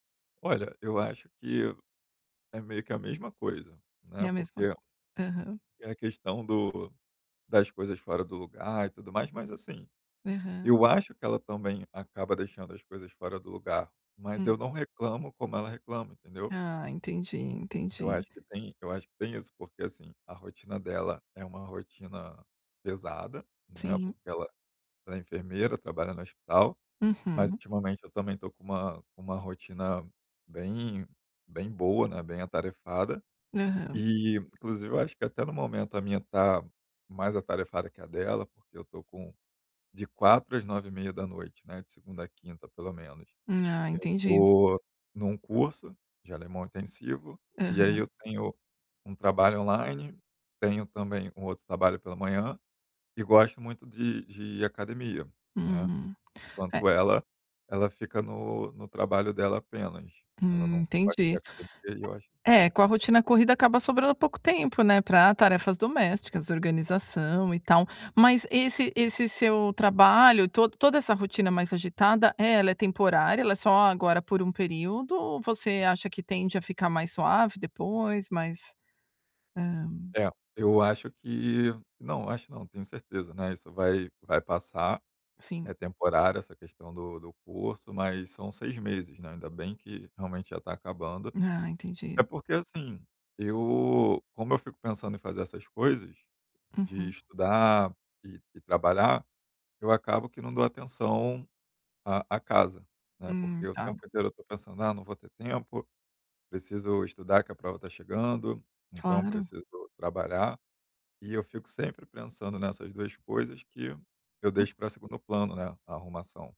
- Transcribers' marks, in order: none
- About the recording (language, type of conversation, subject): Portuguese, advice, Como lidar com um(a) parceiro(a) que critica constantemente minhas atitudes?